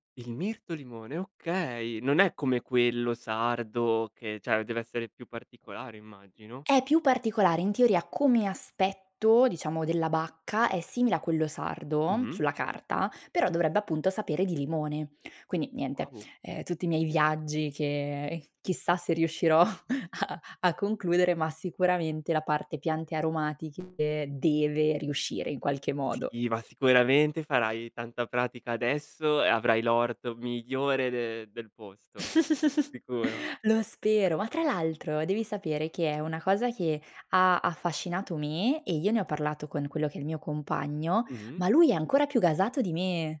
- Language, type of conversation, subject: Italian, podcast, Cosa ti insegna prenderti cura delle piante o di un orto?
- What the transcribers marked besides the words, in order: "cioè" said as "ceh"; tapping; laughing while speaking: "riuscirò a"; other background noise; chuckle